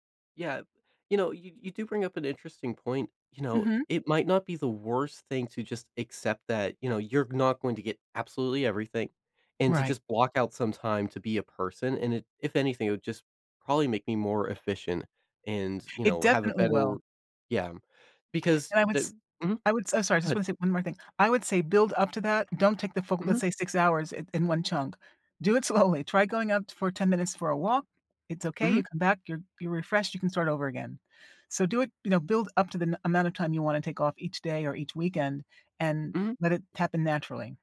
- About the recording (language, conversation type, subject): English, advice, How can I balance my work and personal life without feeling burned out?
- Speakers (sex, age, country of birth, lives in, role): female, 65-69, United States, United States, advisor; male, 20-24, United States, United States, user
- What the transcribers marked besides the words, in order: other background noise; laughing while speaking: "slowly"